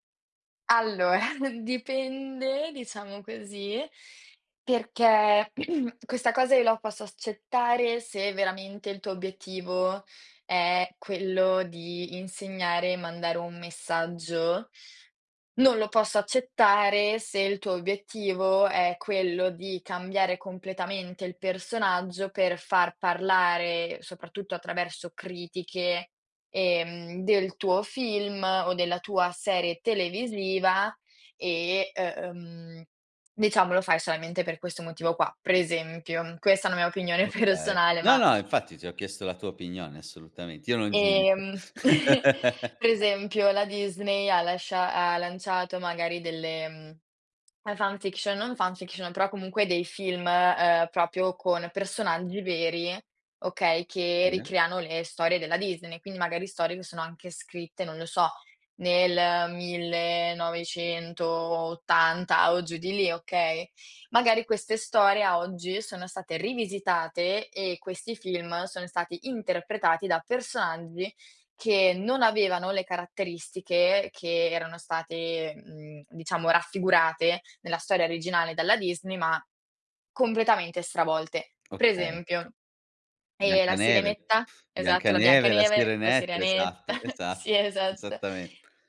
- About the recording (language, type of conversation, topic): Italian, podcast, Perché alcune storie sopravvivono per generazioni intere?
- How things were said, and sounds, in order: chuckle; throat clearing; laughing while speaking: "personale"; other background noise; chuckle; laugh; swallow; "proprio" said as "propio"; tapping; lip trill; laughing while speaking: "Sirenetta"